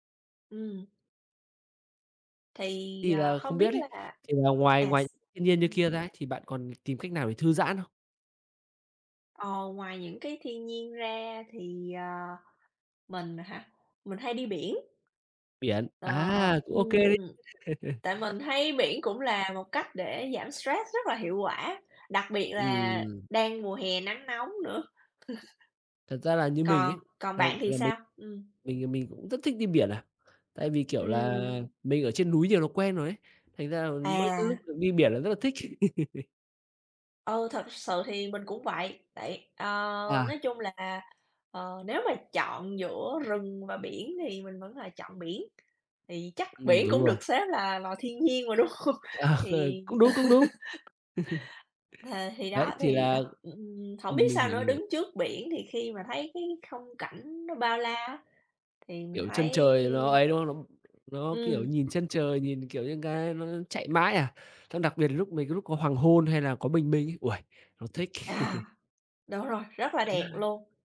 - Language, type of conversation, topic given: Vietnamese, unstructured, Thiên nhiên đã giúp bạn thư giãn trong cuộc sống như thế nào?
- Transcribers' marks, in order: other background noise; tapping; chuckle; chuckle; laugh; laughing while speaking: "Ờ"; laughing while speaking: "đúng không?"; chuckle; unintelligible speech; other noise; chuckle